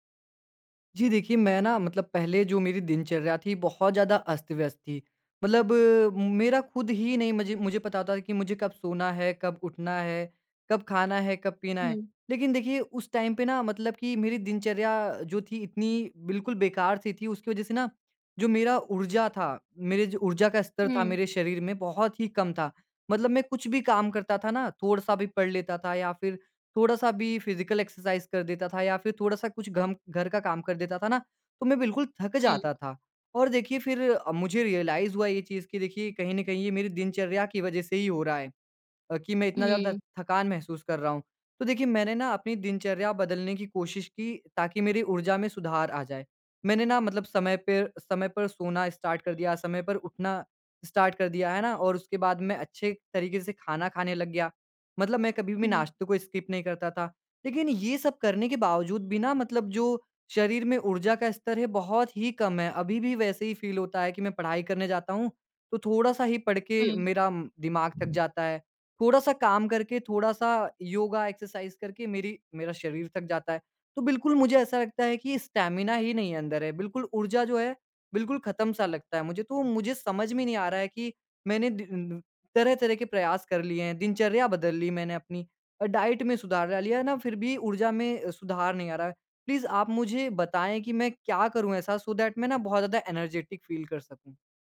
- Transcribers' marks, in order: in English: "टाइम"; in English: "फिज़िकल एक्सरसाइज़"; in English: "रियलाइज़"; in English: "स्टार्ट"; in English: "स्टार्ट"; in English: "स्किप"; in English: "फ़ील"; other background noise; in English: "एक्सरसाइज़"; in English: "स्टैमिना"; in English: "डाइट"; in English: "प्लीज़"; in English: "सो दैट"; in English: "एनर्जेटिक फ़ील"
- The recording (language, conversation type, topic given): Hindi, advice, दिनचर्या बदलने के बाद भी मेरी ऊर्जा में सुधार क्यों नहीं हो रहा है?